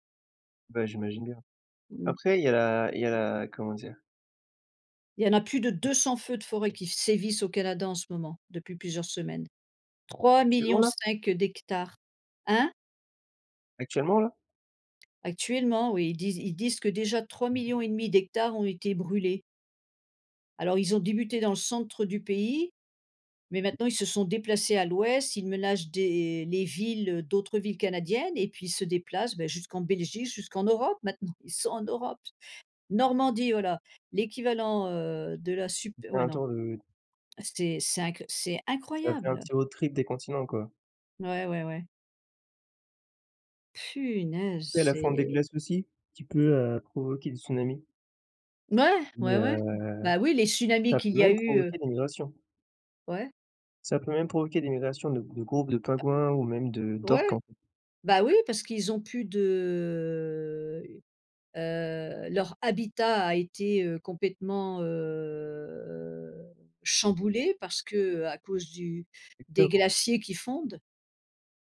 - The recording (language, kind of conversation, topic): French, unstructured, Comment ressens-tu les conséquences des catastrophes naturelles récentes ?
- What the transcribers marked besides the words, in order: tapping; other background noise; stressed: "sévissent"; unintelligible speech; in English: "road trip"; stressed: "Punaise"; other noise; drawn out: "de"; drawn out: "heu"; unintelligible speech